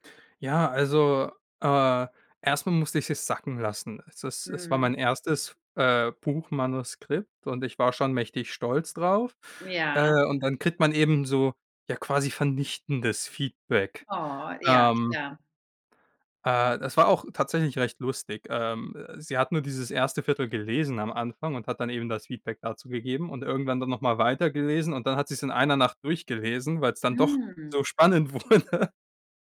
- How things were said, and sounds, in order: laughing while speaking: "wurde"
- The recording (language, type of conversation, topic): German, podcast, Was macht eine fesselnde Geschichte aus?